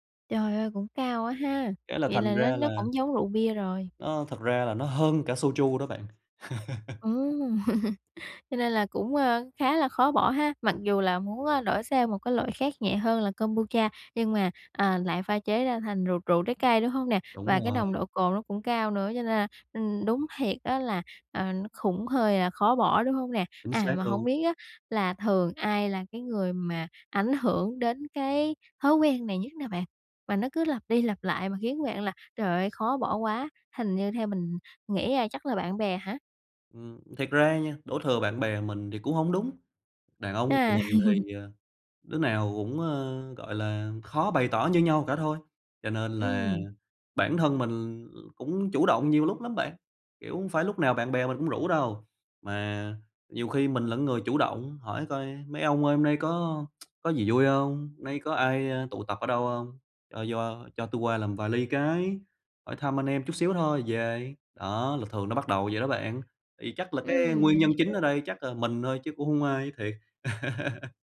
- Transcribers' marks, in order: laugh; laugh; tsk; laugh
- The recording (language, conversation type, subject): Vietnamese, advice, Làm sao để phá vỡ những mô thức tiêu cực lặp đi lặp lại?